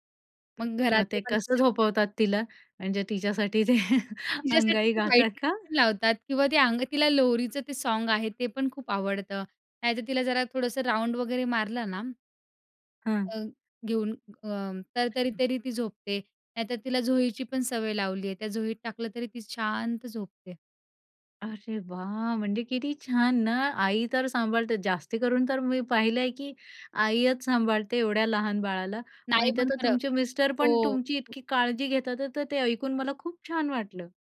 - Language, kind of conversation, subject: Marathi, podcast, झोप सुधारण्यासाठी तुम्ही काय करता?
- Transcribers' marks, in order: other noise; other background noise; unintelligible speech; chuckle; laughing while speaking: "अंगाई गातात का?"; unintelligible speech; tapping; in English: "राउंड"